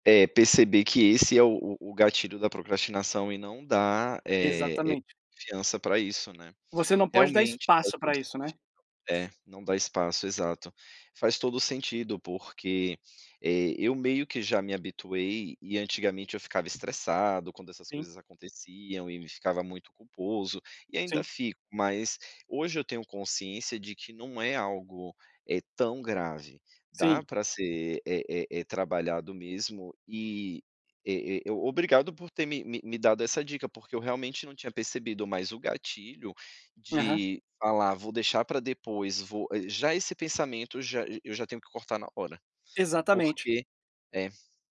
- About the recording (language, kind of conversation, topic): Portuguese, advice, Como posso lidar com a procrastinação constante que atrasa tudo e gera culpa?
- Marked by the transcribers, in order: tapping